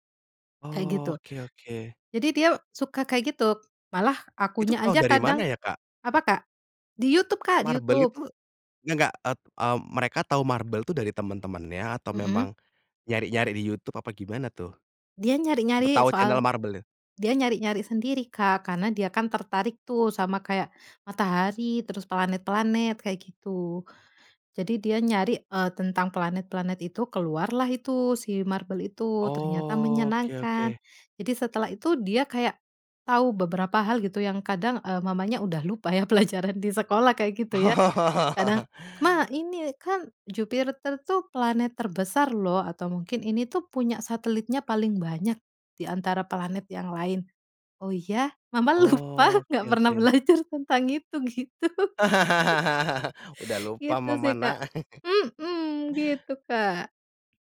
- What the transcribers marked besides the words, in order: tapping; other background noise; laughing while speaking: "ya pelajaran"; laughing while speaking: "Oh"; laugh; "Jupiter" said as "jupirter"; laughing while speaking: "lupa, nggak pernah belajar tentang itu. Gitu"; laugh; chuckle; chuckle
- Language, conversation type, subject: Indonesian, podcast, Bagaimana kalian mengatur waktu layar gawai di rumah?